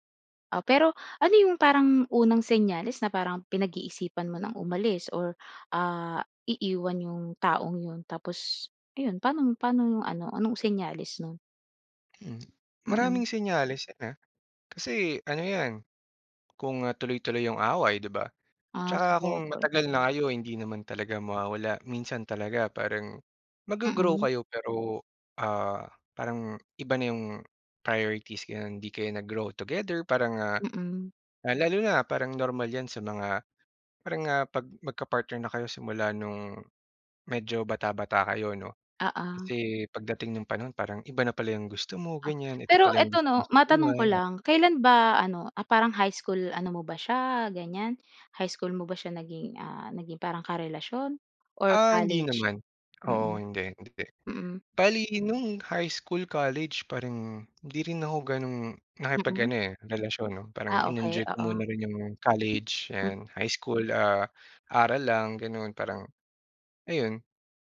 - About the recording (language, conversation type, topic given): Filipino, podcast, Paano ka nagpapasya kung iiwan mo o itutuloy ang isang relasyon?
- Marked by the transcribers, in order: other background noise; tapping